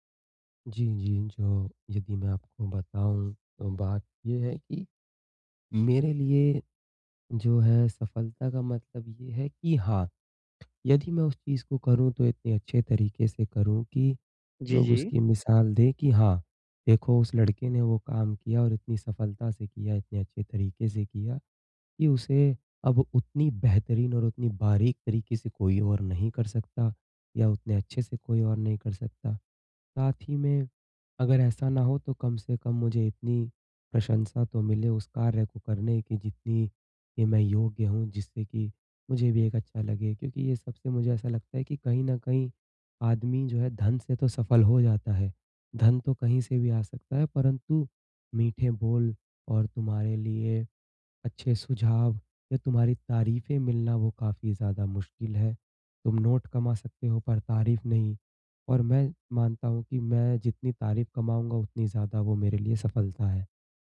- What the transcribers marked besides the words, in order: other background noise
- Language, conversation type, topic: Hindi, advice, तुलना और असफलता मेरे शौक और कोशिशों को कैसे प्रभावित करती हैं?